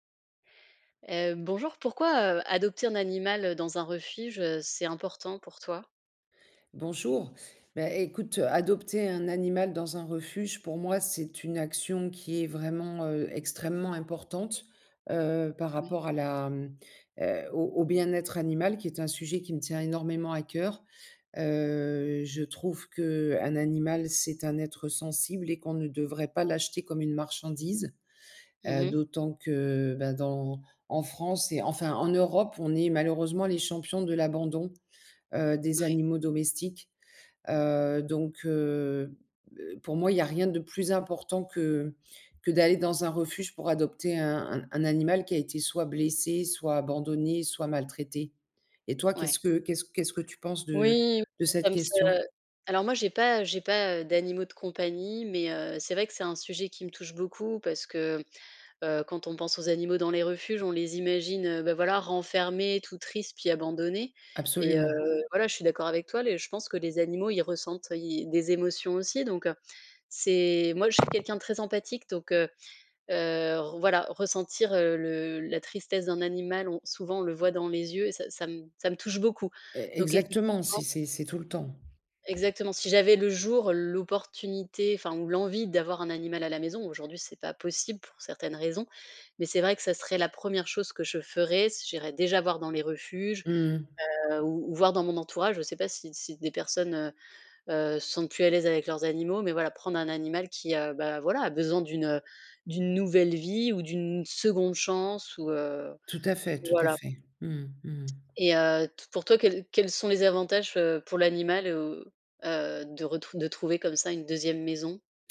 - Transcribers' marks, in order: tapping; other background noise
- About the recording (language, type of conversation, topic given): French, unstructured, Pourquoi est-il important d’adopter un animal dans un refuge ?
- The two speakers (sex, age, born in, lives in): female, 35-39, France, Netherlands; female, 50-54, France, France